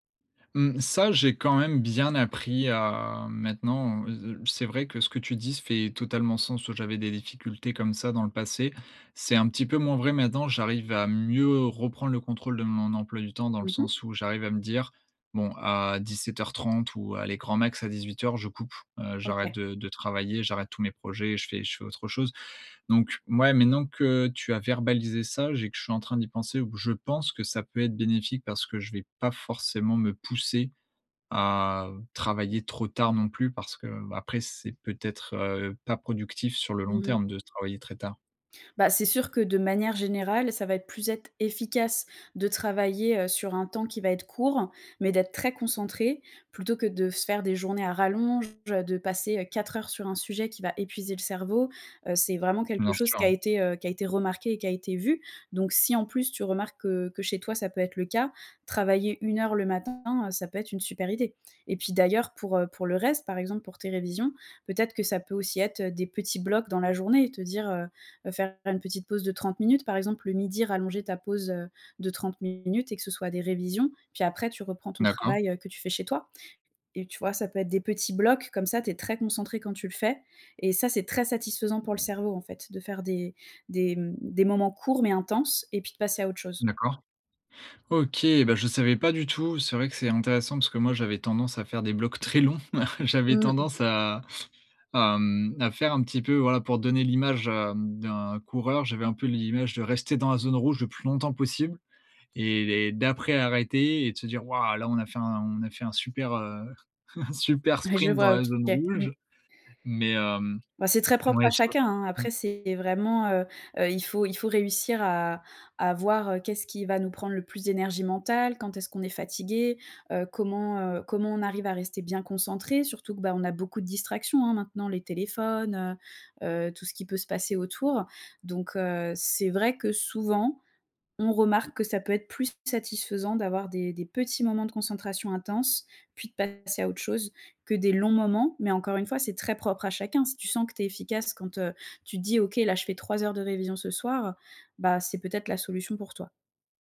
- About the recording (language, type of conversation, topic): French, advice, Comment garder une routine productive quand je perds ma concentration chaque jour ?
- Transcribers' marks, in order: stressed: "bien"; tapping; other background noise; chuckle; laughing while speaking: "un super sprint dans la zone rouge"; unintelligible speech